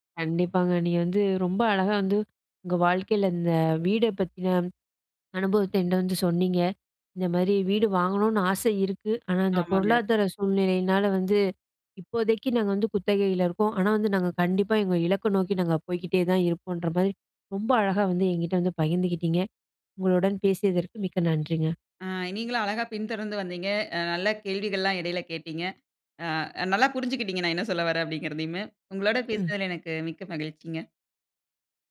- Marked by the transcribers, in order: "என்கிட்ட" said as "என்ட"; other background noise
- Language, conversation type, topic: Tamil, podcast, வீடு வாங்கலாமா அல்லது வாடகை வீட்டிலேயே தொடரலாமா என்று முடிவெடுப்பது எப்படி?